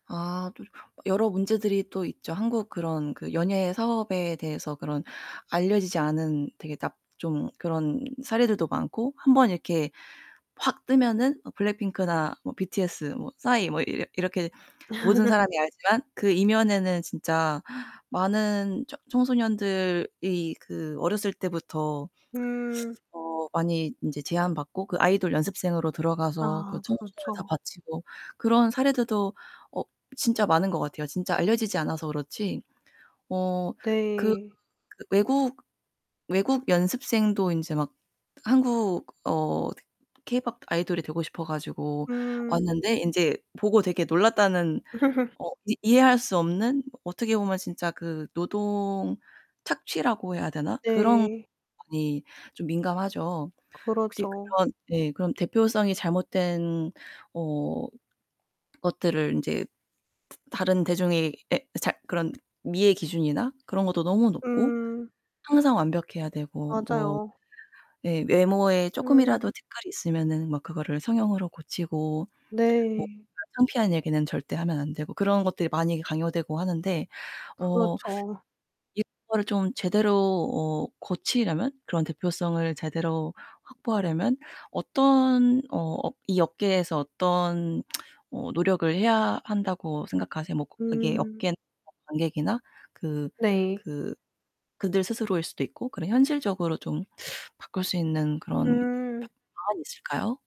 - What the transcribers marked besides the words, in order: tapping; laugh; other background noise; distorted speech; laugh; tsk
- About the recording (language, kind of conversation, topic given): Korean, podcast, 대중문화에서 대표성은 왜 중요하다고 생각하시나요?